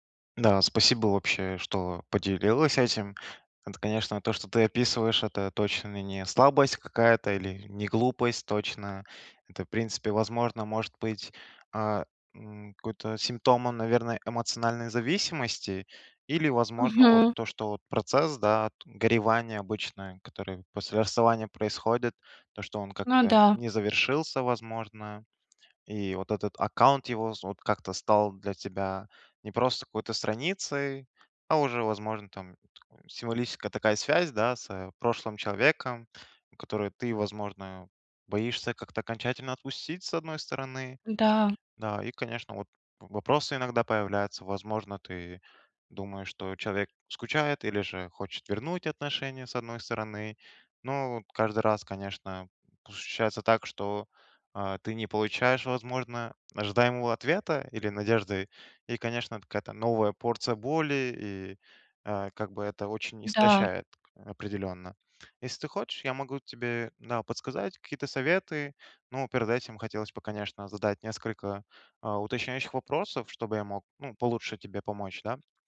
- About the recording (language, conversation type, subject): Russian, advice, Как перестать следить за аккаунтом бывшего партнёра и убрать напоминания о нём?
- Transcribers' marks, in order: tapping